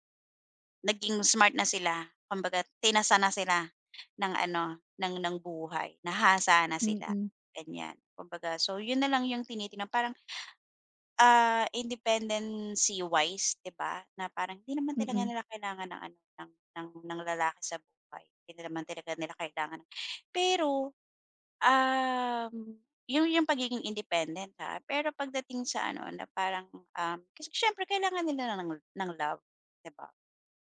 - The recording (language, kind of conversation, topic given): Filipino, podcast, Ano ang nag-udyok sa iyo na baguhin ang pananaw mo tungkol sa pagkabigo?
- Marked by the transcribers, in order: in English: "independency wise"